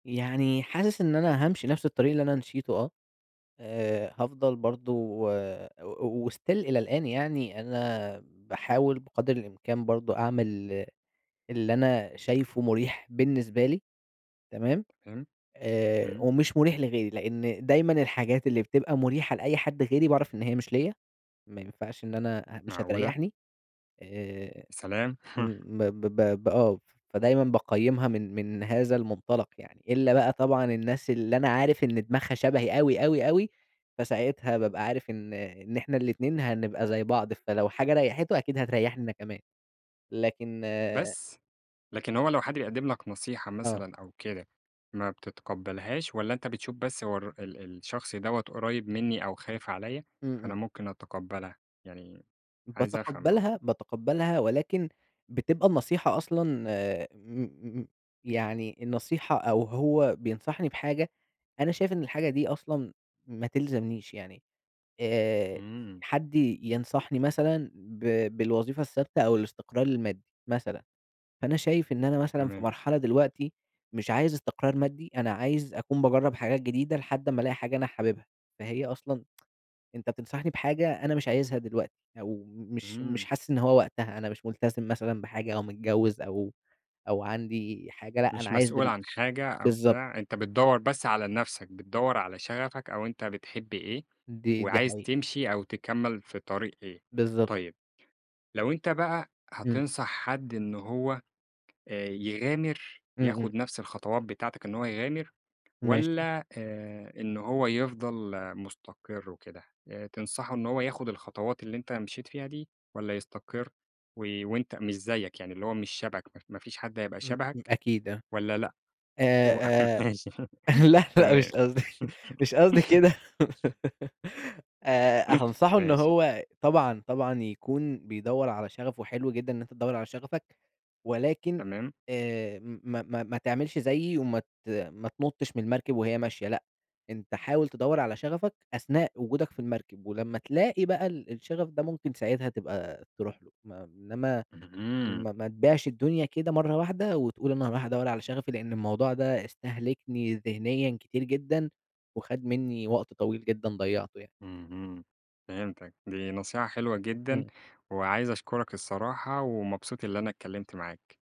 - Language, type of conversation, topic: Arabic, podcast, احكيلي عن مرة قررت تطلع برا منطقة راحتك، إيه اللي حصل؟
- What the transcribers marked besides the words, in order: in English: "وstill"; tapping; chuckle; tsk; laughing while speaking: "لأ، لأ مش قصدي، مش قصدي كده"; laugh; chuckle